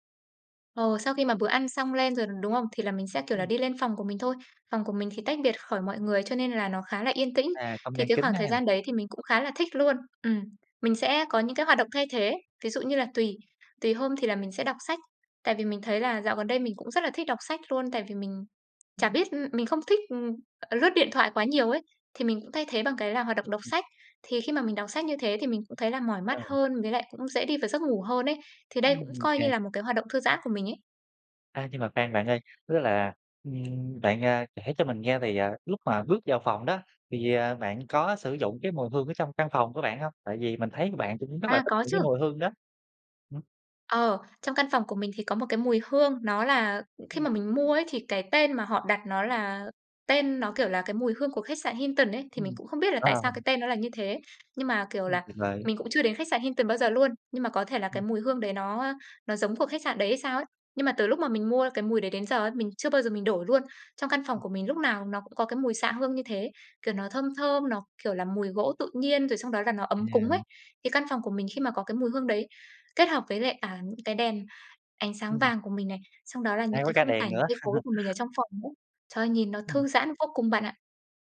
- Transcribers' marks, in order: other background noise; tapping; laugh
- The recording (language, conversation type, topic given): Vietnamese, podcast, Buổi tối thư giãn lý tưởng trong ngôi nhà mơ ước của bạn diễn ra như thế nào?
- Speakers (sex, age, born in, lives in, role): female, 25-29, Vietnam, Vietnam, guest; male, 30-34, Vietnam, Vietnam, host